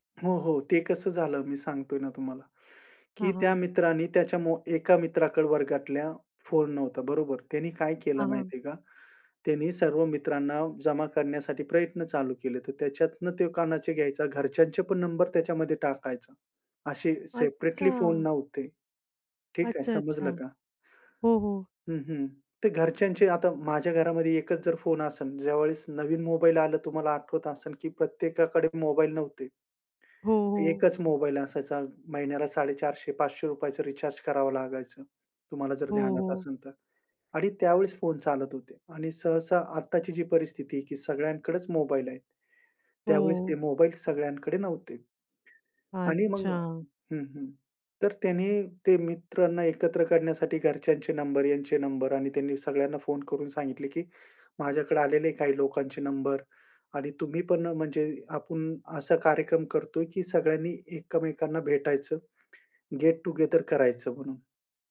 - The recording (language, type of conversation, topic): Marathi, podcast, जुनी मैत्री पुन्हा नव्याने कशी जिवंत कराल?
- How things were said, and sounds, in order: in English: "सेपरेटली"; in English: "रिचार्ज"; in English: "गेट टु गेदर"